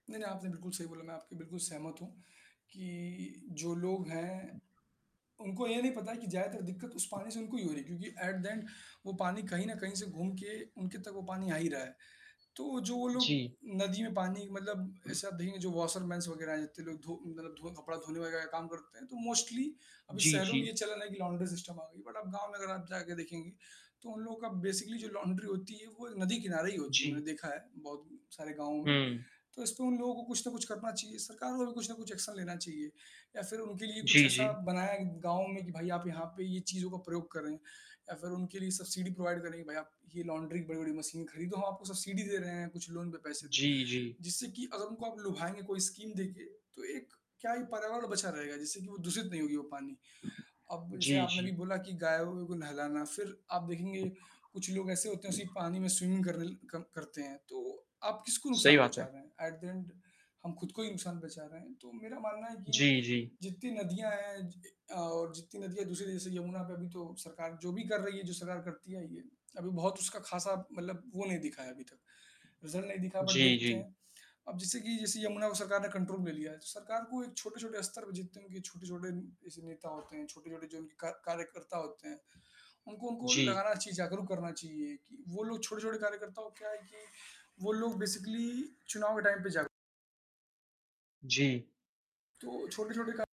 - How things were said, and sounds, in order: other background noise; in English: "एट द एन्ड"; other noise; static; in English: "वॉशर मैन्स"; in English: "मोस्टली"; in English: "लॉन्डरी सिस्टम"; in English: "बट"; in English: "बेसिकली"; in English: "लॉन्ड्री"; in English: "एक्शन"; in English: "सब्सिडी प्रोवाइड"; in English: "लॉन्ड्री"; in English: "सब्सिडी"; in English: "लोन"; in English: "स्कीम"; in English: "स्विमिंग"; in English: "एट द एन्ड"; in English: "रिजल्ट"; in English: "बट"; in English: "कंट्रोल"; in English: "बेसिकली"; in English: "टाइम"; distorted speech
- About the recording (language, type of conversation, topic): Hindi, unstructured, जल संरक्षण क्यों ज़रूरी है?